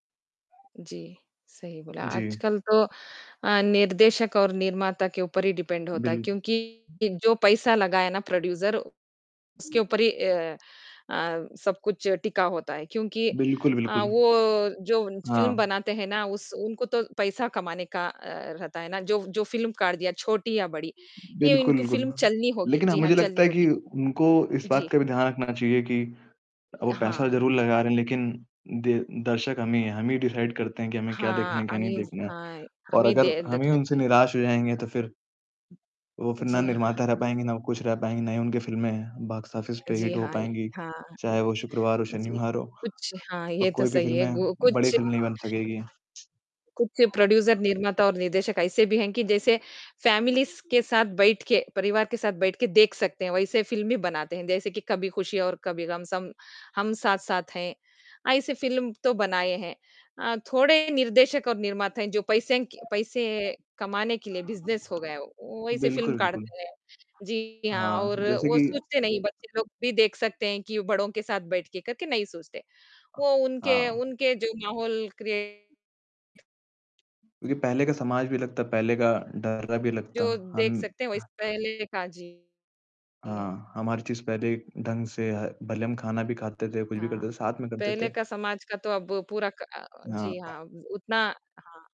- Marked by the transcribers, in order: other background noise; in English: "डिपेंड"; tapping; distorted speech; in English: "प्रोड्यूसर"; static; other noise; in English: "डिसाइड"; in English: "बॉक्स ऑफिस"; in English: "हिट"; in English: "प्रोड्यूसर"; in English: "फ़ैमिलीज़"; background speech; in English: "क्रीऐट"
- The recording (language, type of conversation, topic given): Hindi, unstructured, आपको कौन-सी फिल्में देखते समय सबसे ज़्यादा हँसी आती है?